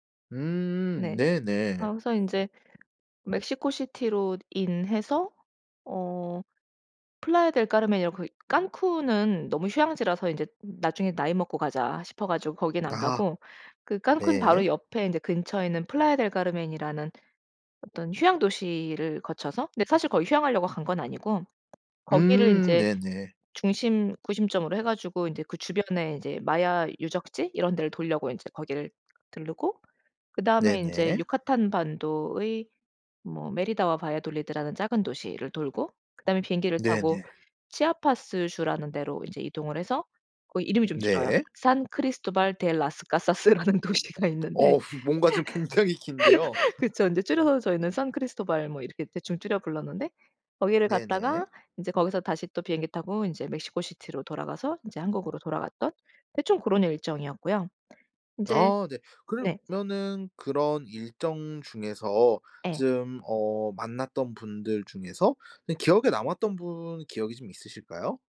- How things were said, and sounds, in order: other background noise; in English: "IN"; laughing while speaking: "카사스라는 도시가"; laugh
- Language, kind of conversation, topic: Korean, podcast, 관광지에서 우연히 만난 사람이 알려준 숨은 명소가 있나요?